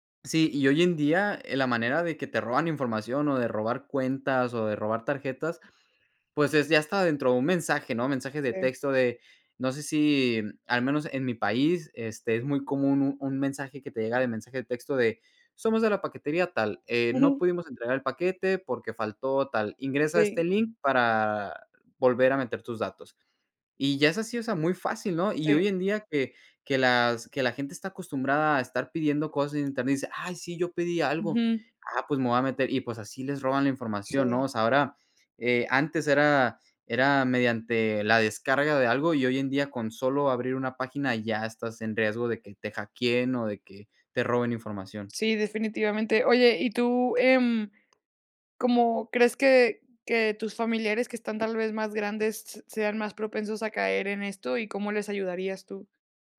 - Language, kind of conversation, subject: Spanish, podcast, ¿Qué miedos o ilusiones tienes sobre la privacidad digital?
- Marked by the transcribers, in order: "hackeen" said as "hackien"; other background noise